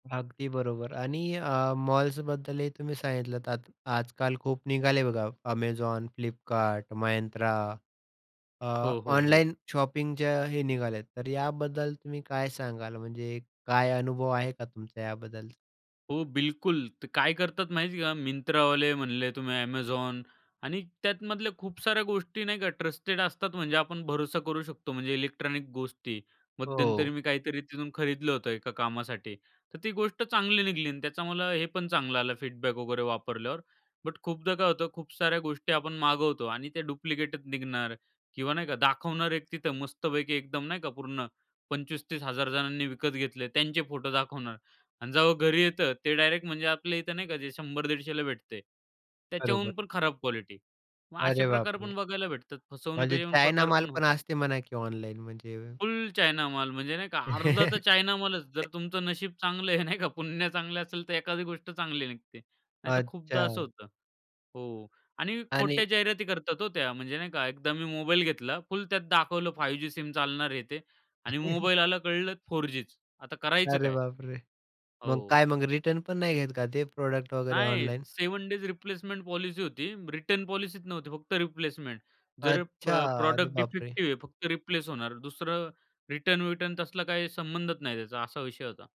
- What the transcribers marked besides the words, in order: tapping; in English: "शॉपिंगचं"; in English: "ट्रस्टेड"; in English: "फीडबॅक"; chuckle; chuckle; in English: "प्रॉडक्ट"; in English: "प्रॉडक्ट डिफेक्टिव्ह"
- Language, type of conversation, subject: Marathi, podcast, स्थानिक बाजारातल्या अनुभवांबद्दल तुला काय आठवतं?